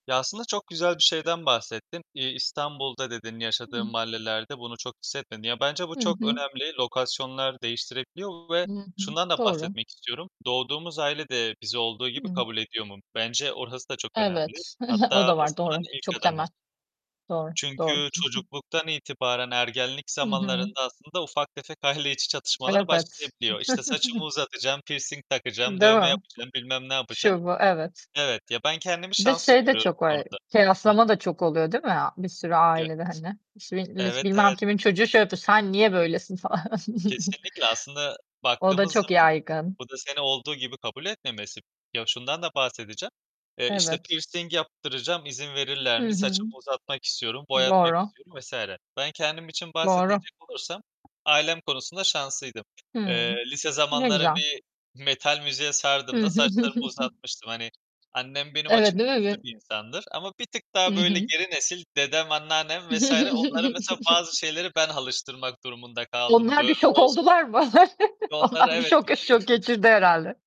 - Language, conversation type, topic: Turkish, unstructured, Toplum seni olduğun gibi kabul ediyor mu?
- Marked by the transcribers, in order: other background noise; background speech; unintelligible speech; distorted speech; tapping; chuckle; laughing while speaking: "aile"; unintelligible speech; chuckle; unintelligible speech; put-on voice: "bilmem kimin çocuğu şey yapıyor, sen niye böylesin"; chuckle; chuckle; chuckle; chuckle; laughing while speaking: "Onlar bir şok şok geçirdi herhâlde"; unintelligible speech; mechanical hum